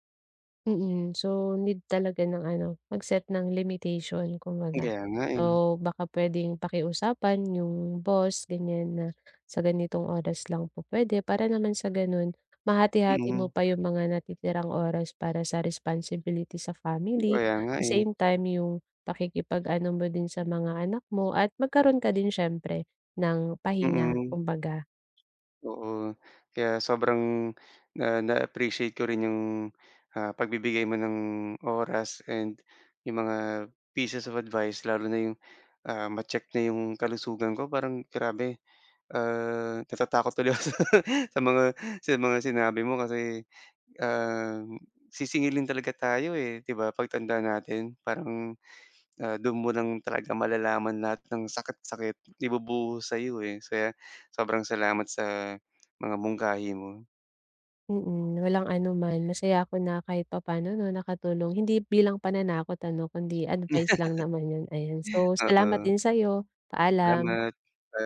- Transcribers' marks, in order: other background noise; bird; laughing while speaking: "tuloy ako sa sa mga"; tapping; laugh
- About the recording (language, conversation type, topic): Filipino, advice, Kailangan ko bang magpahinga muna o humingi ng tulong sa propesyonal?